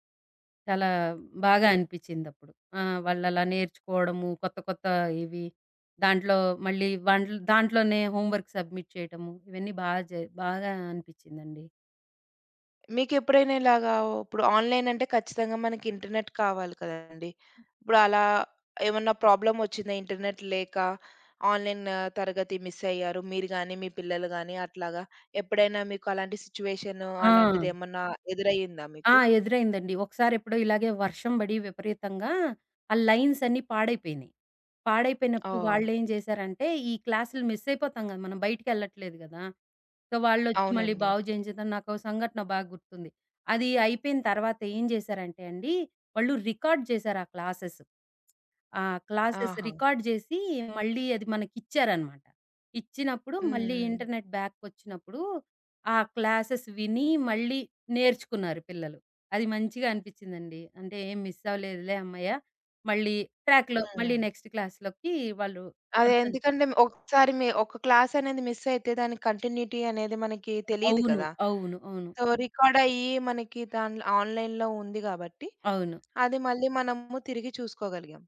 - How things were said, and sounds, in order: in English: "హోమ్‌వర్క్ సబ్మిట్"; tapping; in English: "ఆన్‌లైన్"; in English: "ఇంటర్‌నెట్"; in English: "ఇంటర్‌నెట్"; in English: "ఆన్‌లైన్"; in English: "మిస్"; other background noise; in English: "మిస్"; in English: "సో"; in English: "రికార్డ్"; in English: "క్లాసెస్"; in English: "క్లాసెస్ రికార్డ్"; in English: "ఇంటర్‌నెట్"; in English: "క్లాసెస్"; in English: "మిస్"; in English: "ట్రాక్‌లో"; in English: "నెక్స్ట్ క్లాస్‌లోకి"; in English: "కంటిన్యూటి"; in English: "సో"; in English: "ఆన్‌లైన్‌లో"
- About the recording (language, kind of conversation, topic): Telugu, podcast, ఆన్‌లైన్ తరగతులు మీకు ఎలా అనుభవమయ్యాయి?